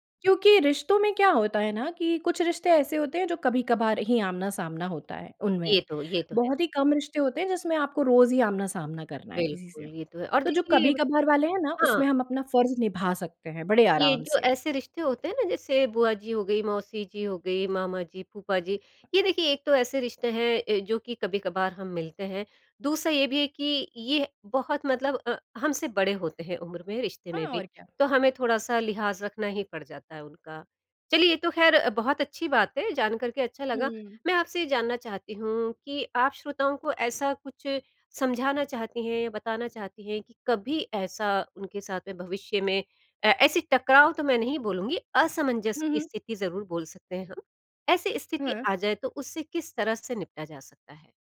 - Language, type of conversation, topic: Hindi, podcast, रिश्तों से आपने क्या सबसे बड़ी बात सीखी?
- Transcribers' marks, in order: other background noise